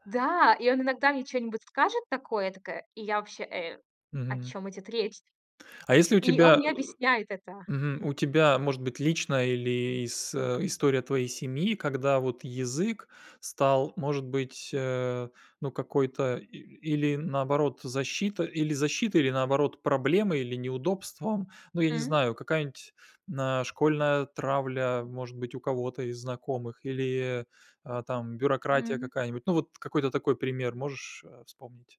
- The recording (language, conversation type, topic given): Russian, podcast, Что для тебя значит родной язык и почему он важен?
- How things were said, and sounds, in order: other background noise